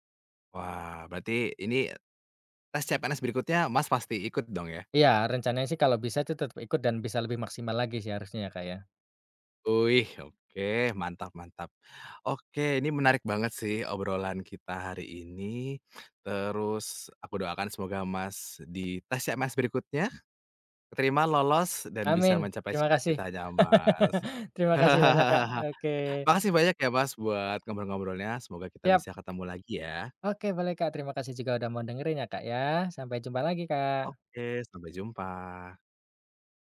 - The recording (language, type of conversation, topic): Indonesian, podcast, Pernah nggak kamu mengikuti kata hati saat memilih jalan hidup, dan kenapa?
- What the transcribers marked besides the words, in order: "CPNS" said as "ce em es"; laugh; chuckle